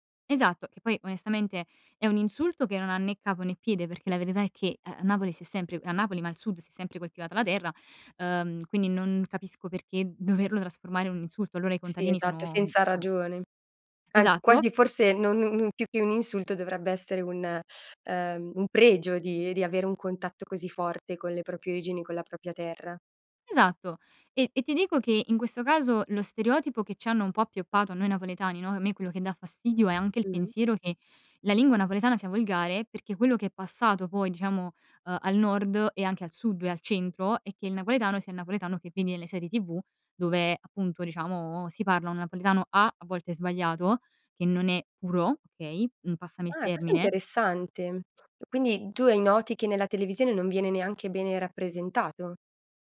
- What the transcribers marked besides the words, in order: other background noise; laughing while speaking: "doverlo"; "proprie" said as "propie"; "origini" said as "rigini"; "propria" said as "propia"; "questo" said as "guesto"
- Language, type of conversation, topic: Italian, podcast, Come ti ha influenzato la lingua che parli a casa?